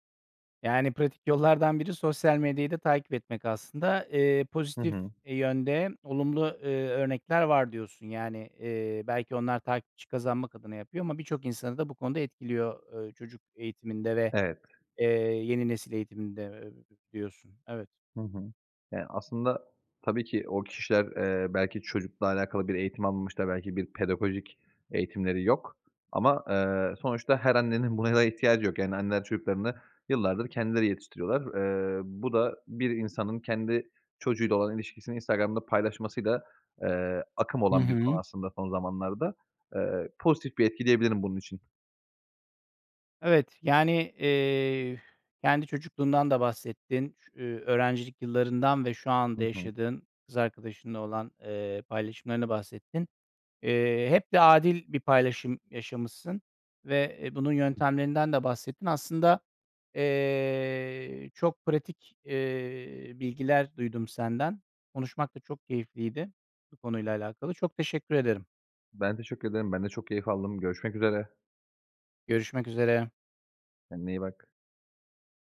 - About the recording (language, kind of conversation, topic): Turkish, podcast, Ev işlerini adil paylaşmanın pratik yolları nelerdir?
- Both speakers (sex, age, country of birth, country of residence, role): male, 30-34, Turkey, Bulgaria, guest; male, 40-44, Turkey, Netherlands, host
- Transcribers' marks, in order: other background noise